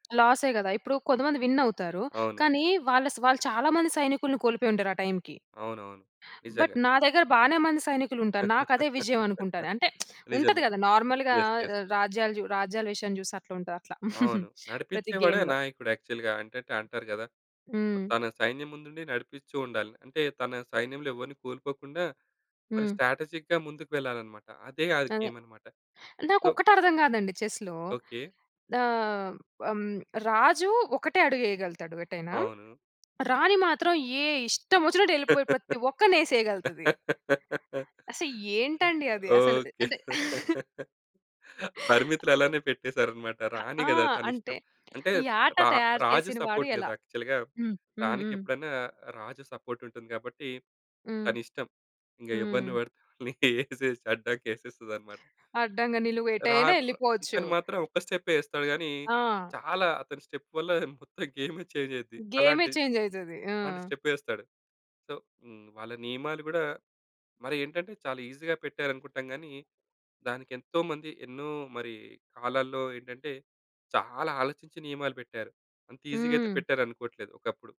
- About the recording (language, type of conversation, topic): Telugu, podcast, వినోదంతో పాటు విద్యా విలువ ఇచ్చే ఆటలు ఎటువంటివి?
- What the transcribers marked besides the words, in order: tapping; in English: "విన్"; in English: "బట్"; laugh; in English: "యెస్. యెస్"; lip smack; in English: "నార్మల్‌గా"; giggle; in English: "గేమ్‌లో"; in English: "యాక్చువల్‌గా"; other background noise; in English: "స్ట్రాటజిక్‌గా"; in English: "గేమ్"; in English: "సో"; in English: "చెస్‌లో"; laugh; giggle; chuckle; in English: "సపోర్ట్"; in English: "యాక్చువల్‌గా"; in English: "సపోర్ట్"; laughing while speaking: "వాళ్ళని ఏసేసి అడ్డంగా ఏసేస్తదన్నమాట"; in English: "స్టెప్"; laughing while speaking: "మొత్తం గేమే చేంజ్ అయిద్ది"; in English: "చేంజ్"; in English: "చేంజ్"; in English: "సో"; in English: "ఈజీగా"; in English: "ఈజీగా"